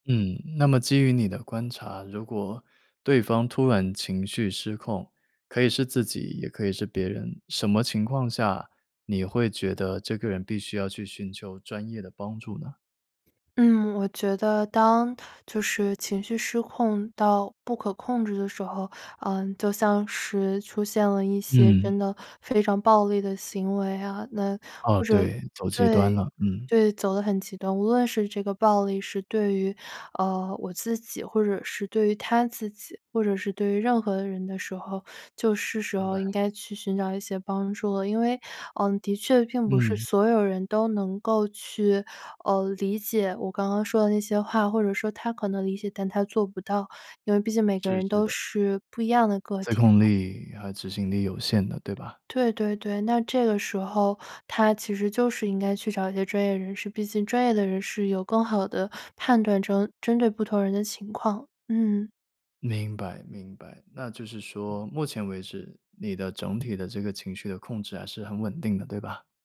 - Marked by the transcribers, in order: other background noise
- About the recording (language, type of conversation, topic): Chinese, podcast, 你平时怎么处理突发的负面情绪？